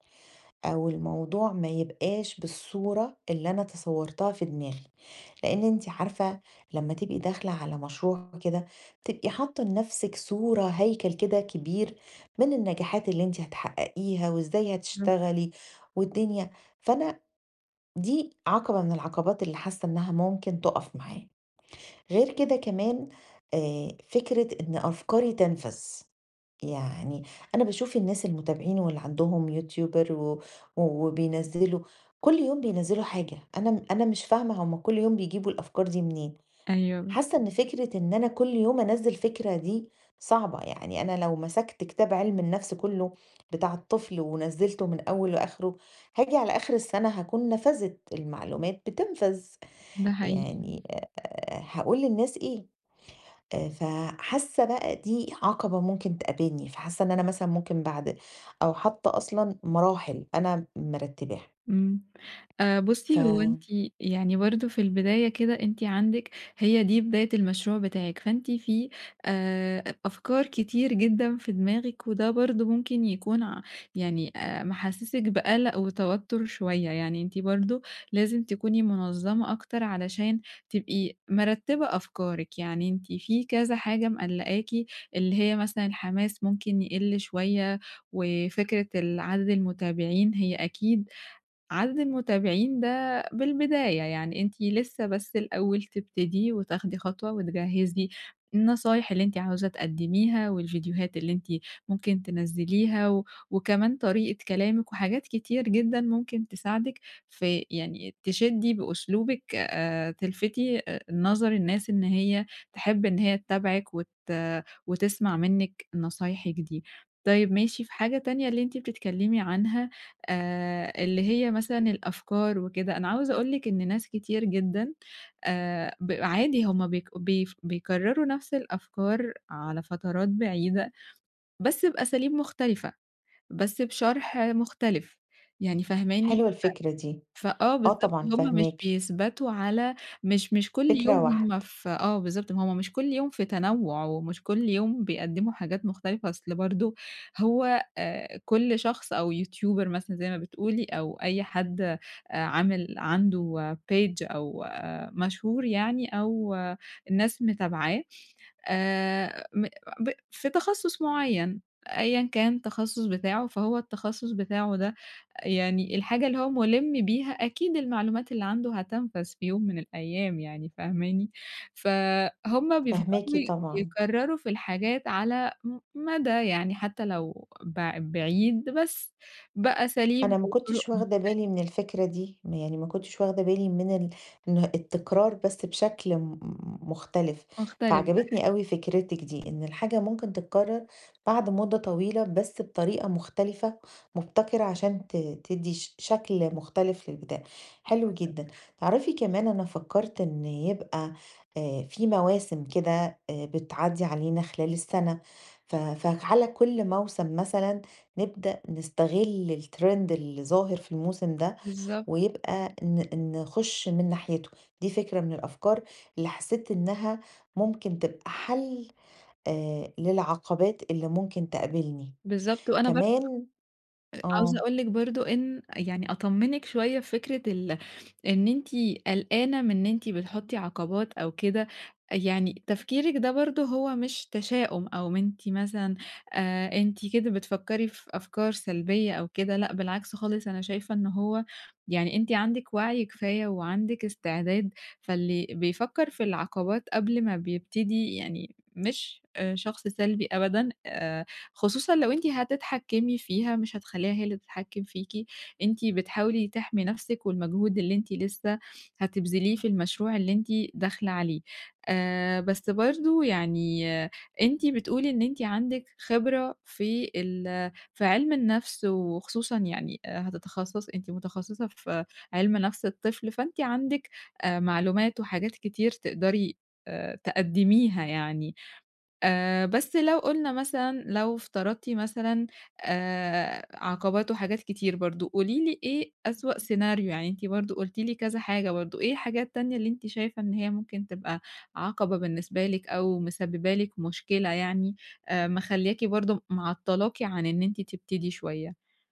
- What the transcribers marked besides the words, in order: other background noise; in English: "يوتيوبر"; unintelligible speech; tapping; in English: "يوتيوبر"; in English: "page"; unintelligible speech; in English: "الtrend"
- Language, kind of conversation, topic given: Arabic, advice, إزاي أعرف العقبات المحتملة بدري قبل ما أبدأ مشروعي؟